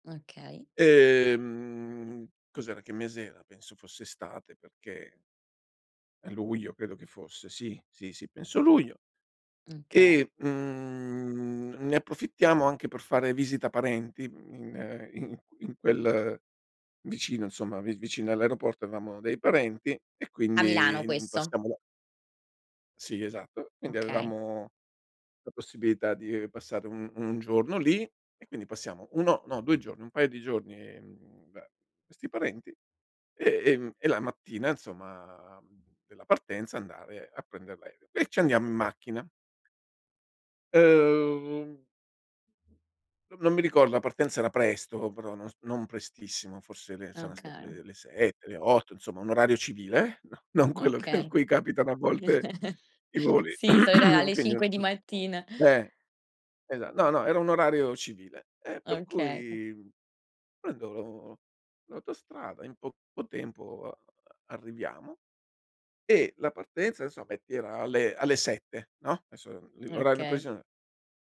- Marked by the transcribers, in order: "okay" said as "kay"; "insomma" said as "nzomma"; other background noise; "insomma" said as "nsomma"; chuckle; unintelligible speech; laughing while speaking: "quello che"; throat clearing; "insomma" said as "nsomma"; "preciso" said as "precio"
- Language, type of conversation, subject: Italian, podcast, Hai una storia divertente su un imprevisto capitato durante un viaggio?